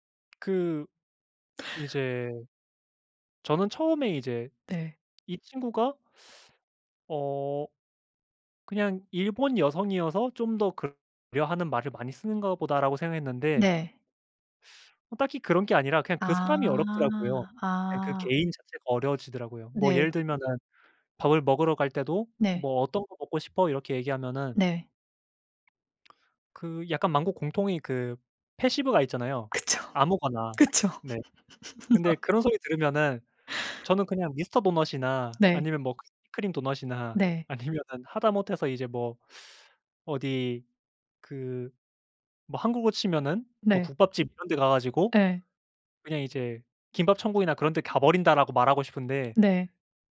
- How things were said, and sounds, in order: other background noise; teeth sucking; unintelligible speech; in English: "패시브가"; laughing while speaking: "그쵸. 그쵸"; laugh; tapping; laughing while speaking: "아니면은"
- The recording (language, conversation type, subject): Korean, podcast, 사투리나 말투가 당신에게 어떤 의미인가요?